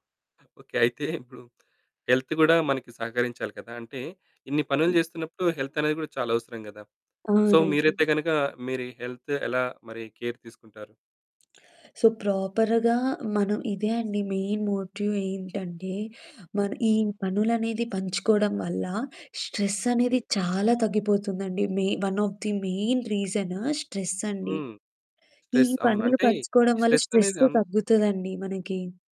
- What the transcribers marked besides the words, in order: in English: "హెల్త్"; other background noise; in English: "సో"; in English: "హెల్త్"; in English: "కేర్"; in English: "సో, ప్రాపర్‌గా"; in English: "మెయిన్ మోట్యు"; in English: "స్ట్రెస్"; in English: "వన్ ఆఫ్ ది మెయిన్"; in English: "స్ట్రెస్"; in English: "స్ట్రెస్"
- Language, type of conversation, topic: Telugu, podcast, పనులను పంచుకోవడంలో కుటుంబ సభ్యుల పాత్ర ఏమిటి?